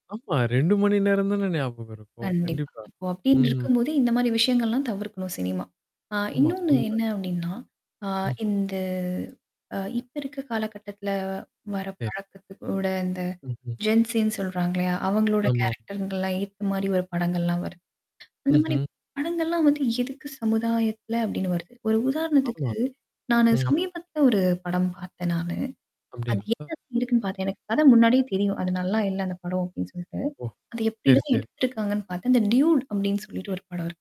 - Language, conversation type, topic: Tamil, podcast, சினிமா கதைகள் சமுதாயத்தை எப்படிப் பாதிக்கின்றன?
- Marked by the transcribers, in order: other background noise; static; drawn out: "இந்த"; in English: "ஜென்சின்னு"; tapping; in English: "கேரக்டர்கள்லாம்"; distorted speech; in English: "டியூட்"